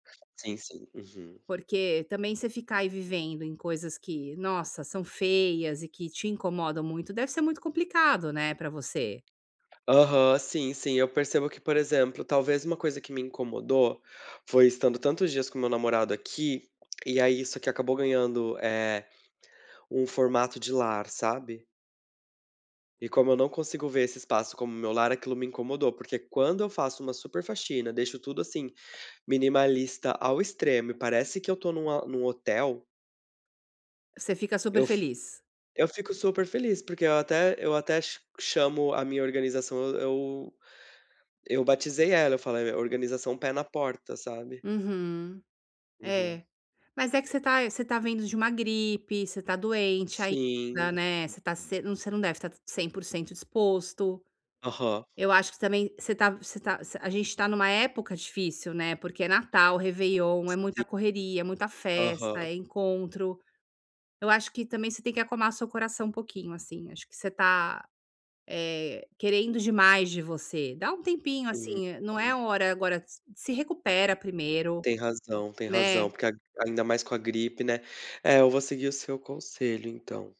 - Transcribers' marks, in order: tapping
- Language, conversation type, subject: Portuguese, advice, Como posso realmente desligar e relaxar em casa?